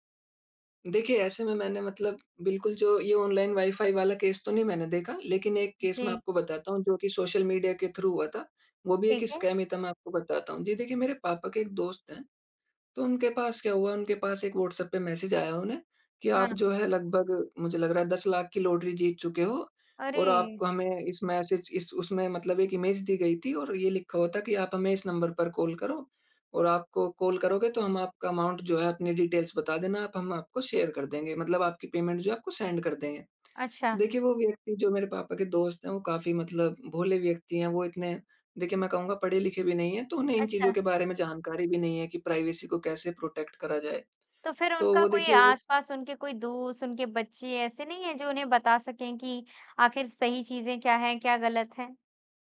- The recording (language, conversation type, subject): Hindi, podcast, ऑनलाइन निजता का ध्यान रखने के आपके तरीके क्या हैं?
- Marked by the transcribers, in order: in English: "केस"; in English: "केस"; in English: "थ्रू"; in English: "स्कैम"; in English: "इमेज"; in English: "अमाउंट"; in English: "डिटेल्स"; in English: "शेयर"; in English: "पेमेंट"; in English: "सेंड"; in English: "प्राइवेसी"; in English: "प्रोटेक्ट"